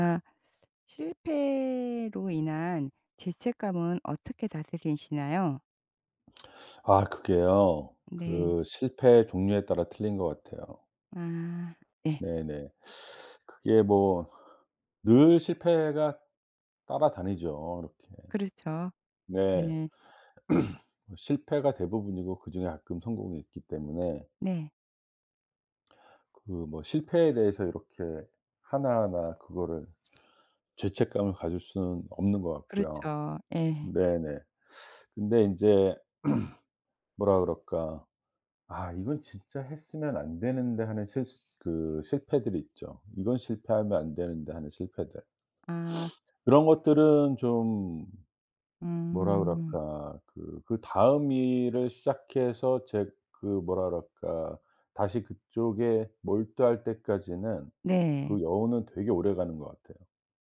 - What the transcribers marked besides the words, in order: other background noise; throat clearing; throat clearing; sniff
- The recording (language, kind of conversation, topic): Korean, podcast, 실패로 인한 죄책감은 어떻게 다스리나요?